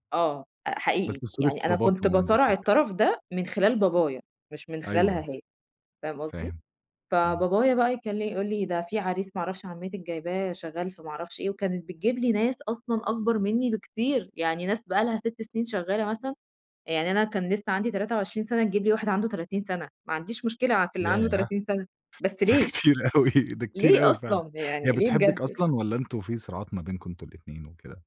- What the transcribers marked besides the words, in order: laughing while speaking: "ده كتير أوي، ده كتير أوي فعلًا"
- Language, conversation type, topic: Arabic, podcast, إزاي تحط حدود لتوقعات عيلتك من غير ما يزعلوا قوي؟